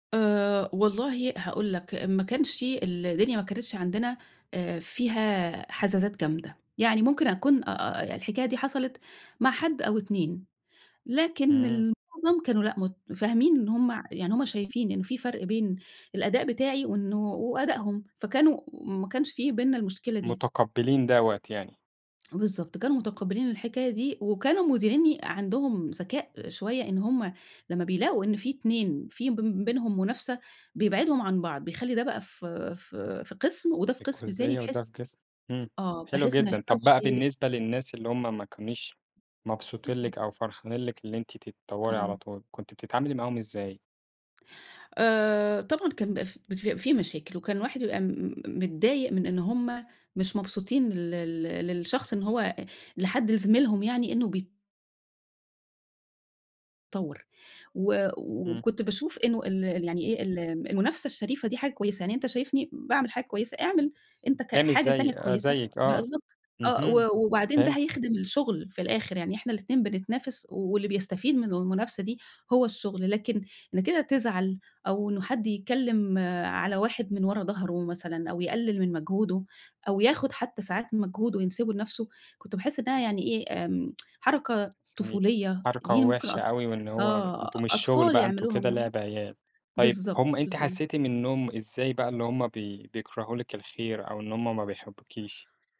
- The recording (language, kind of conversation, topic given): Arabic, podcast, إيه الفرق بينك كإنسان وبين شغلك في نظرك؟
- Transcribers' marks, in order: tapping; unintelligible speech; other background noise; unintelligible speech; tsk